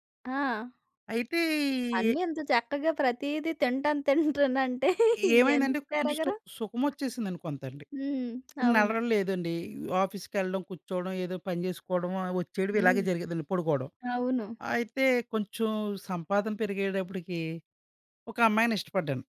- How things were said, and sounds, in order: laughing while speaking: "తింటాను తింటానంటే ఎందుకు పెరగరు"; other background noise; tapping; "నడకలు" said as "నలరలు"; in English: "ఆఫీస్"
- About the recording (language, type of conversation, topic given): Telugu, podcast, రోజూ నడక వల్ల మీకు ఎంత మేరకు మేలు జరిగింది?